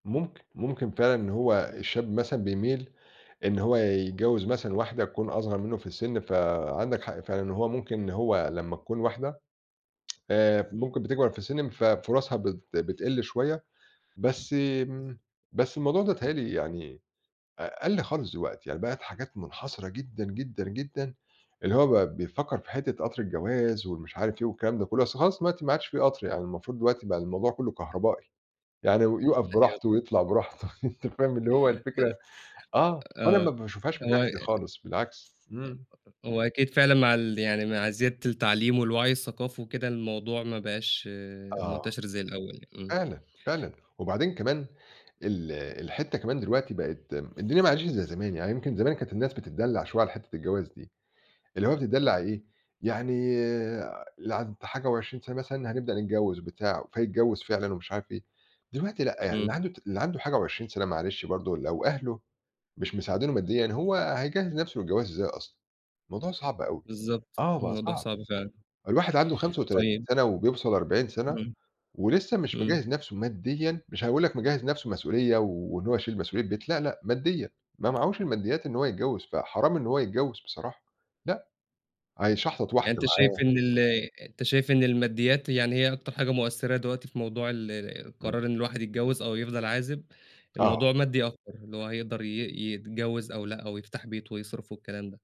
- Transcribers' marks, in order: tapping; chuckle; laugh; unintelligible speech; other background noise; unintelligible speech
- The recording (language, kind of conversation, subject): Arabic, podcast, إزاي تقرر تتجوز ولا تكمّل عايش لوحدك؟